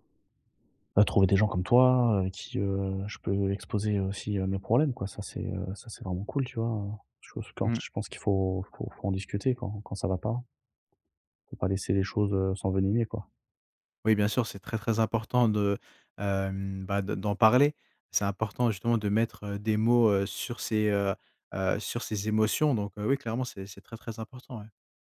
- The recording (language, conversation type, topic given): French, advice, Comment décrirais-tu ta rupture récente et pourquoi as-tu du mal à aller de l’avant ?
- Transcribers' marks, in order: none